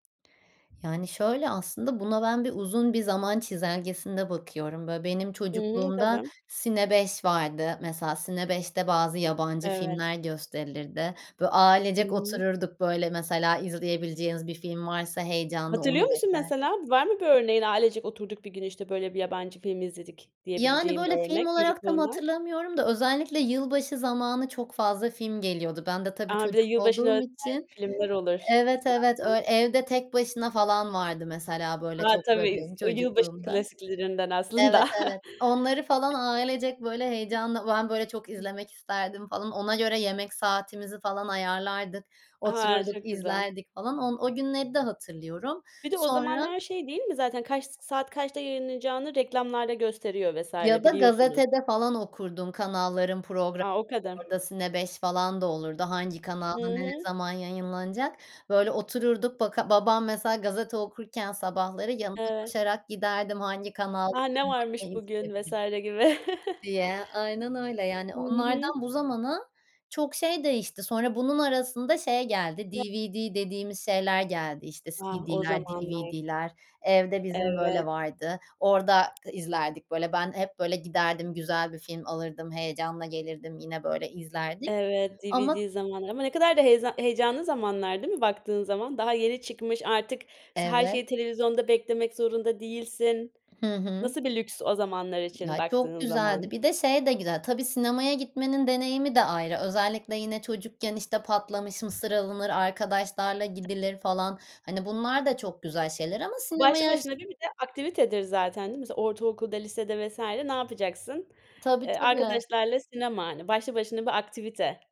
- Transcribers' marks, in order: other background noise; unintelligible speech; chuckle; unintelligible speech; chuckle; unintelligible speech
- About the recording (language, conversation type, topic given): Turkish, podcast, Dijital yayın platformları izleme alışkanlıklarımızı nasıl değiştirdi?
- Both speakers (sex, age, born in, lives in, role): female, 25-29, Turkey, Germany, host; female, 30-34, Turkey, Netherlands, guest